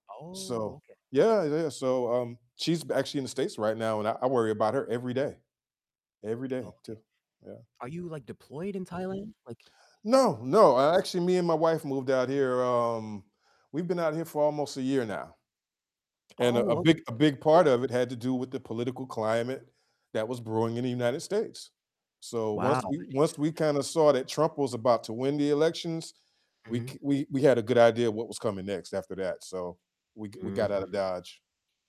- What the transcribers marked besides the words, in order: distorted speech; unintelligible speech; unintelligible speech; static
- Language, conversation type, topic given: English, unstructured, How should leaders address corruption in government?